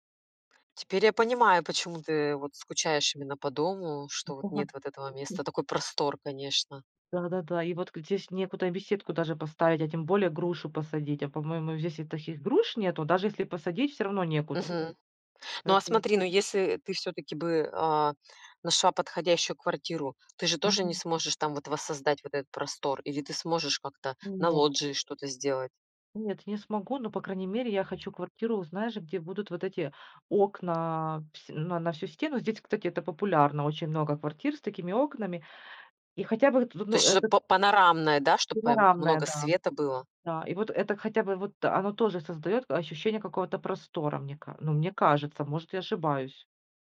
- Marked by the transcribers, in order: tapping
- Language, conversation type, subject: Russian, podcast, Как переезд повлиял на твоё ощущение дома?